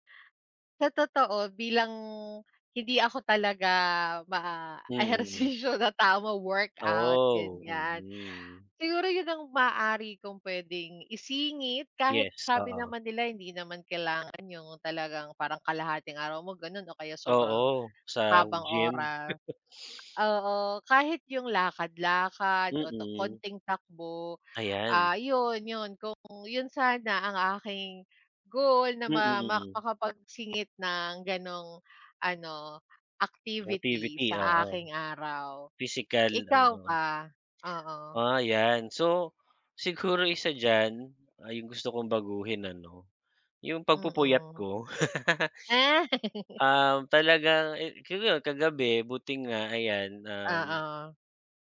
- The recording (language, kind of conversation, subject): Filipino, unstructured, Ano ang mga simpleng bagay na gusto mong baguhin sa araw-araw?
- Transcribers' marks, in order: chuckle; tapping; in English: "Motivity"; laugh